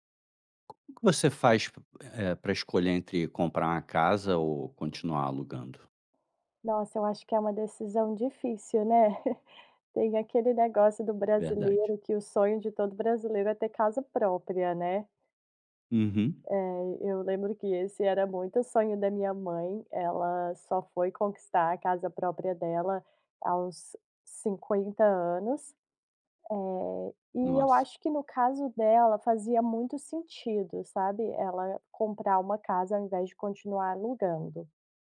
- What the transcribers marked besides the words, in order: tapping; chuckle; other background noise
- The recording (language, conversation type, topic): Portuguese, podcast, Como decidir entre comprar uma casa ou continuar alugando?